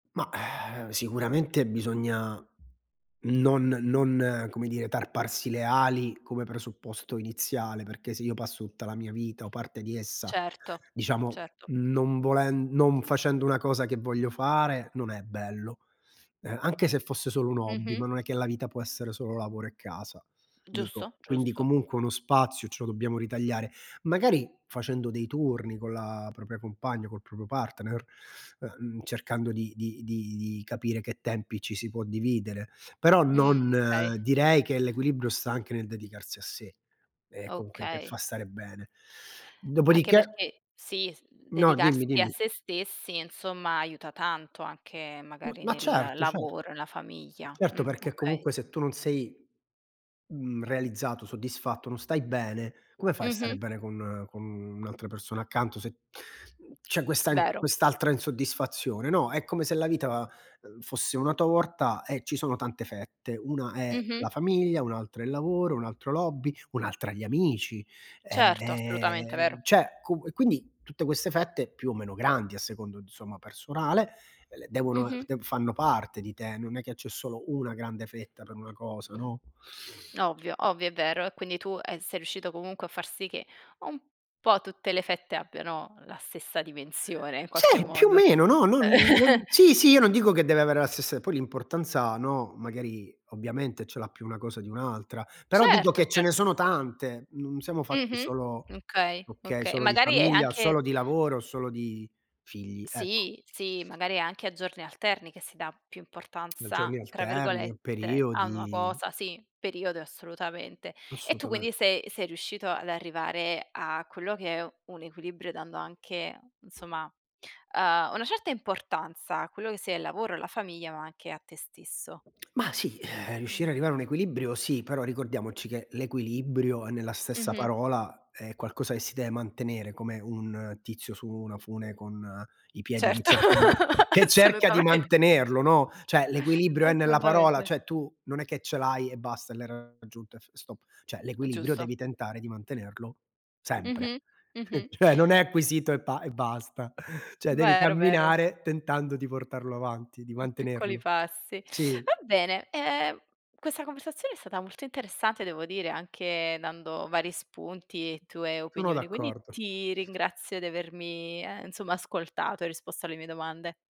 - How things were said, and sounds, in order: tapping; "propria" said as "propia"; "proprio" said as "propio"; other background noise; inhale; drawn out: "Ehm"; "cioè" said as "ceh"; chuckle; "Assolutamente" said as "assultamente"; chuckle; "Cioè" said as "ceh"; scoff
- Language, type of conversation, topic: Italian, podcast, Come riesci a bilanciare i tuoi hobby con il lavoro e la famiglia?